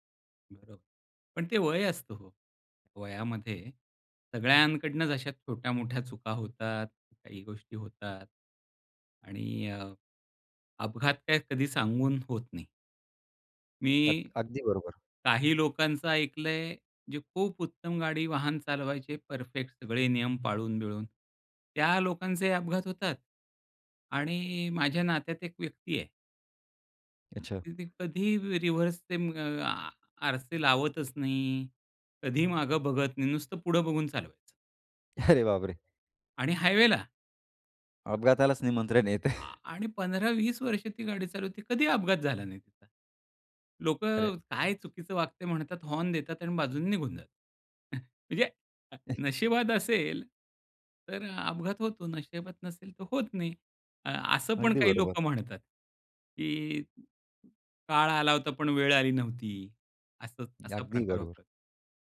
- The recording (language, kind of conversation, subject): Marathi, podcast, कधी तुमचा जवळजवळ अपघात होण्याचा प्रसंग आला आहे का, आणि तो तुम्ही कसा टाळला?
- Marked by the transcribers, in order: other background noise; chuckle; laughing while speaking: "येतंय"; chuckle; tapping